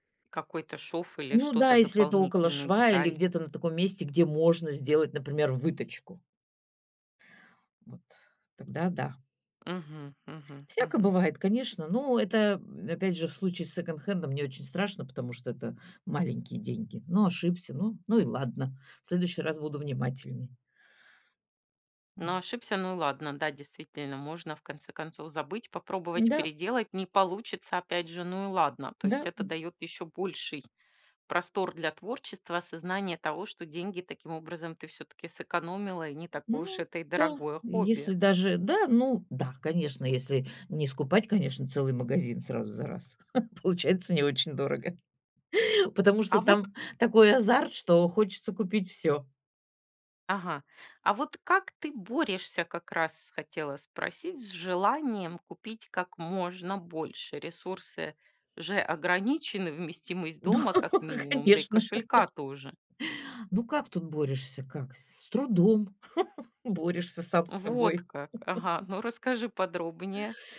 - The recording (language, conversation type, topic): Russian, podcast, Что вы думаете о секонд-хенде и винтаже?
- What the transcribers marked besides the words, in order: tapping; chuckle; laughing while speaking: "получается не очень дорого"; laughing while speaking: "Но, конечно"; laugh; laugh